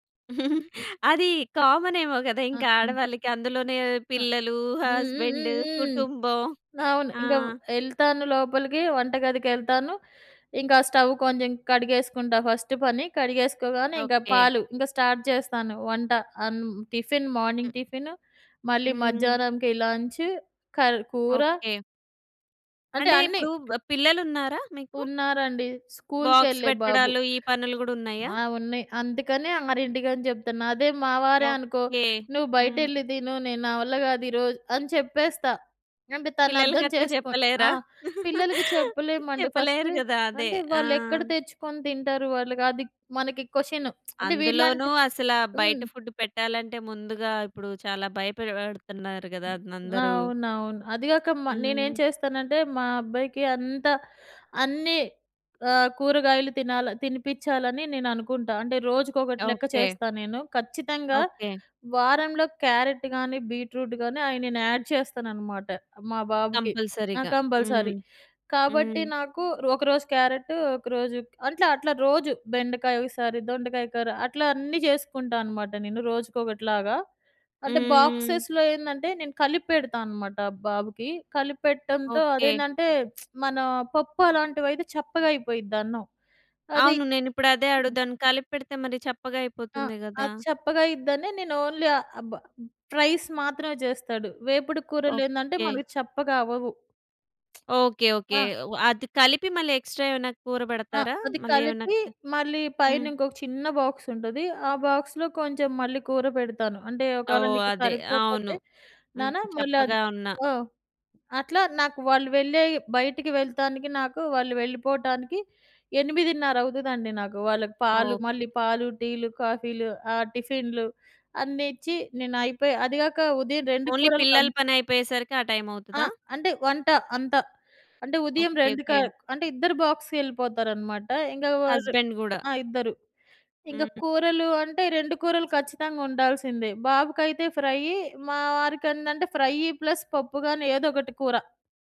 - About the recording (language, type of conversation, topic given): Telugu, podcast, పనిలో ఒకే పని చేస్తున్నప్పుడు ఉత్సాహంగా ఉండేందుకు మీకు ఉపయోగపడే చిట్కాలు ఏమిటి?
- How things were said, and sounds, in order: giggle; other background noise; in English: "కామన్"; other noise; in English: "హస్బెండ్"; in English: "స్టవ్"; in English: "ఫస్ట్"; in English: "స్టార్ట్"; in English: "మార్నింగ్"; in English: "లంచ్"; in English: "బాక్స్"; laugh; in English: "ఫస్ట్"; in English: "క్వశ్చన్"; tsk; in English: "ఫుడ్"; in English: "క్యారెట్"; in English: "బీట్‌రూట్"; in English: "యాడ్"; in English: "కంపల్సరీ‌గా"; in English: "కంపల్సరీ"; in English: "బాక్సెస్‌లో"; lip smack; in English: "ఓన్లీ"; in English: "ప్రైస్"; in English: "ఎక్స్‌ట్రా"; in English: "బాక్స్"; in English: "బాక్స్‌లో"; in English: "ఓన్లీ"; in English: "టైం"; in English: "హస్బెండ్"; in English: "ఫ్రై"; in English: "ప్లస్"